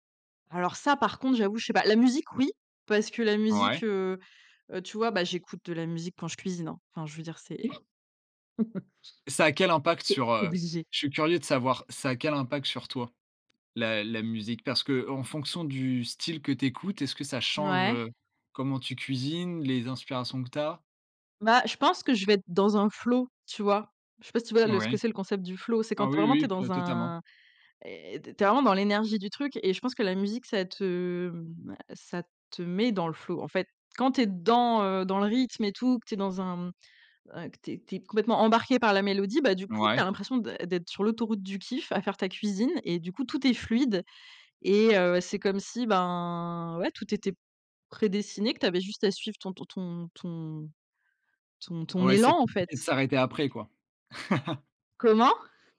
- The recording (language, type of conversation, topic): French, podcast, Peux-tu me parler d’un hobby qui te passionne et m’expliquer pourquoi tu l’aimes autant ?
- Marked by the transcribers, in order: stressed: "oui"; chuckle; chuckle